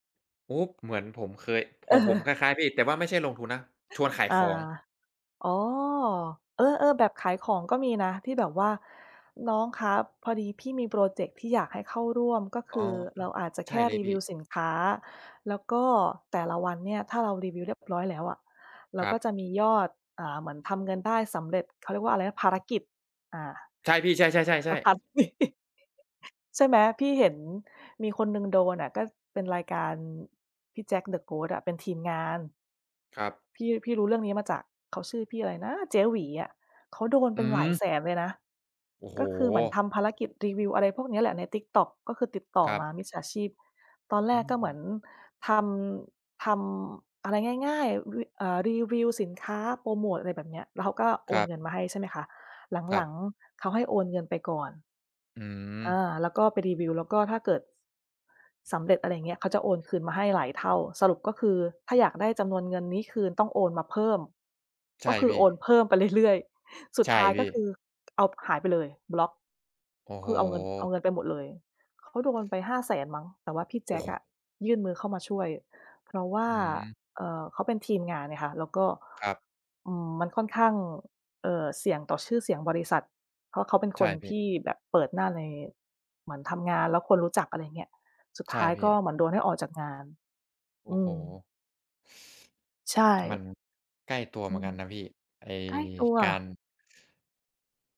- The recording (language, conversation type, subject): Thai, unstructured, คุณคิดว่าข้อมูลส่วนตัวของเราปลอดภัยในโลกออนไลน์ไหม?
- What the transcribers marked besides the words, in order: laughing while speaking: "เออ"; laugh; laughing while speaking: "เรื่อย ๆ"; tapping; other background noise; tsk; snort